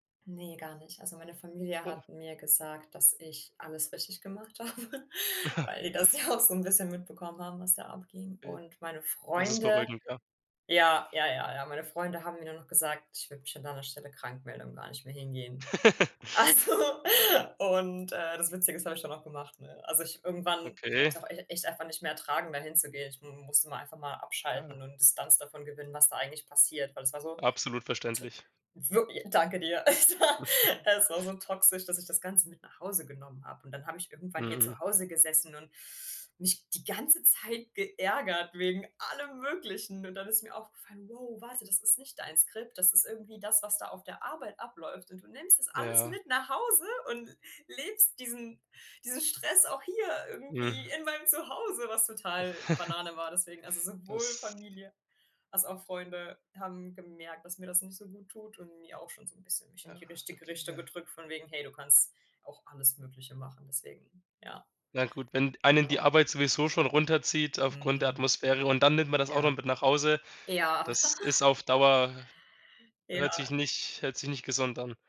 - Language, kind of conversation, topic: German, podcast, Wie entscheidest du, wann ein Jobwechsel wirklich nötig ist?
- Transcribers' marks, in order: laughing while speaking: "habe"; chuckle; laughing while speaking: "ja"; laugh; laughing while speaking: "Also"; other background noise; chuckle; laughing while speaking: "Es war"; stressed: "allem"; chuckle; chuckle